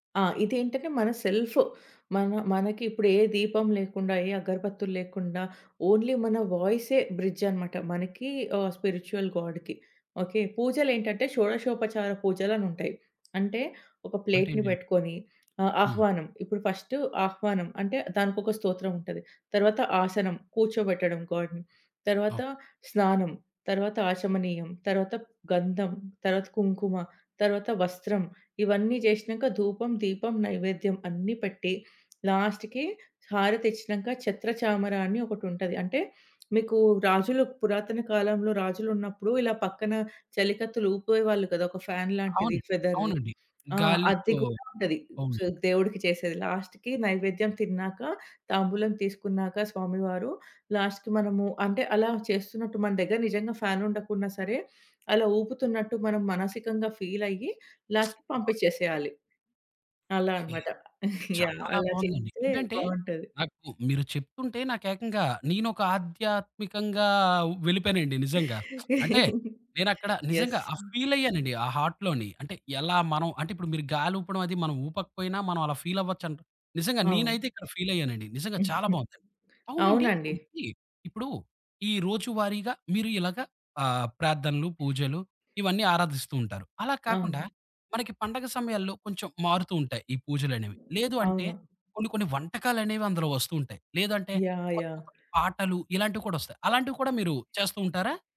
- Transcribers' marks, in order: in English: "సెల్ఫ్"; in English: "ఓన్లీ"; in English: "బ్రిడ్జ్"; in English: "స్పిరిచ్యువల్ గాడ్‌కి"; tapping; in English: "ప్లేట్‌ని"; in English: "గాడ్‌ని"; in English: "లాస్ట్‌కి"; in English: "ఫ్యాన్"; in English: "ఫెదర్‌వి"; in English: "లాస్ట్‌కి"; in English: "లాస్ట్‌కి"; in English: "ఫ్యాన్"; in English: "ఫీల్"; lip smack; in English: "లాస్ట్‌కి"; chuckle; lip smack; in English: "ఫీల్"; chuckle; in English: "యెస్"; in English: "హార్ట్‌లోని"; in English: "ఫీల్"; in English: "ఫీల్"; giggle; unintelligible speech; other background noise
- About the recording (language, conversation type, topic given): Telugu, podcast, మీ ఇంట్లో పూజ లేదా ఆరాధనను సాధారణంగా ఎలా నిర్వహిస్తారు?